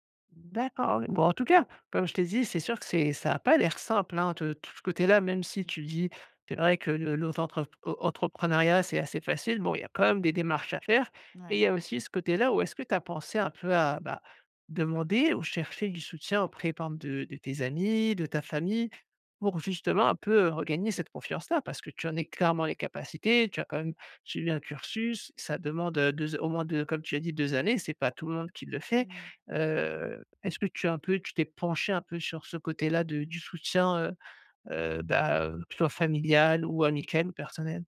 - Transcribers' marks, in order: other background noise; stressed: "penchée"
- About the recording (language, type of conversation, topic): French, advice, Comment gérer la crainte d’échouer avant de commencer un projet ?